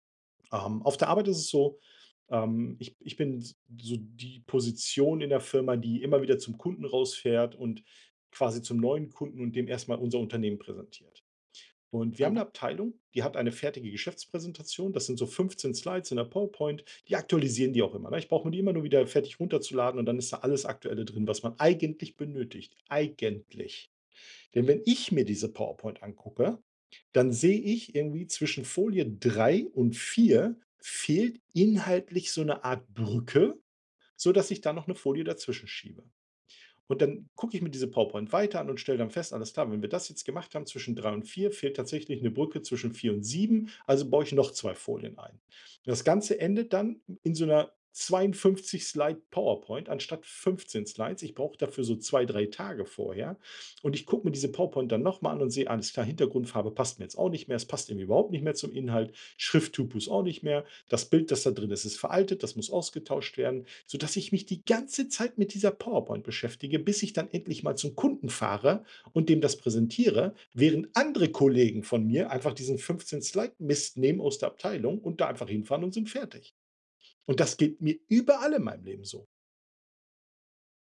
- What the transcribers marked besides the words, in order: stressed: "eigentlich"; stressed: "Eigentlich"
- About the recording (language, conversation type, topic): German, advice, Wie hindert mich mein Perfektionismus daran, mit meinem Projekt zu starten?